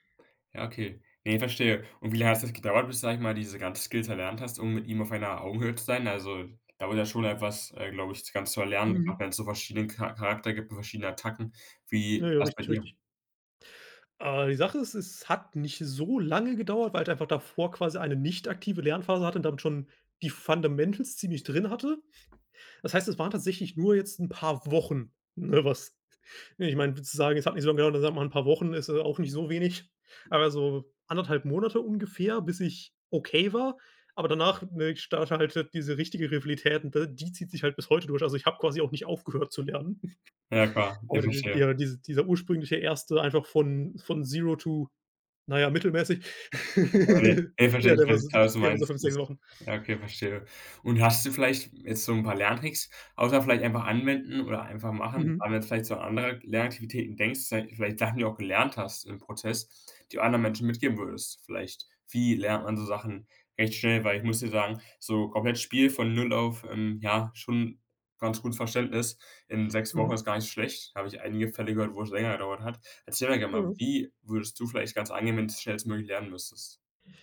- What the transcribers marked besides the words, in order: in English: "Fundamentals"; tapping; other background noise; chuckle; in English: "Zero to"; laugh; unintelligible speech
- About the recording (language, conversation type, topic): German, podcast, Was hat dich zuletzt beim Lernen richtig begeistert?